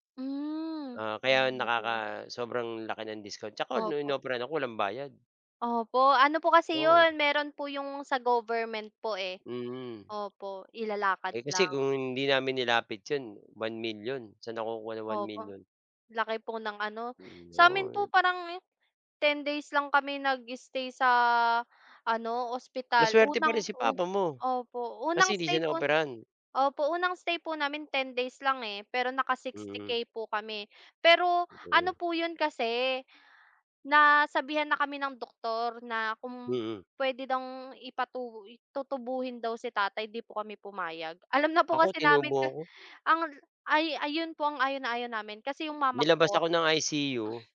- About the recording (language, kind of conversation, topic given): Filipino, unstructured, Paano mo pinapalakas ang iyong loob kapag nadadapa ka sa mga problema?
- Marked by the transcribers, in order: unintelligible speech